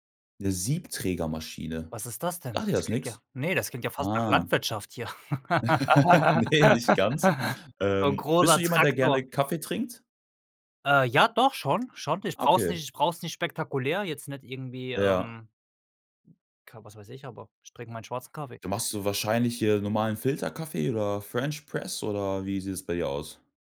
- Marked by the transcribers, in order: stressed: "das"; laugh; laugh; other background noise; in English: "French Press"
- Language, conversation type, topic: German, podcast, Wie sieht deine Morgenroutine an einem normalen Wochentag aus?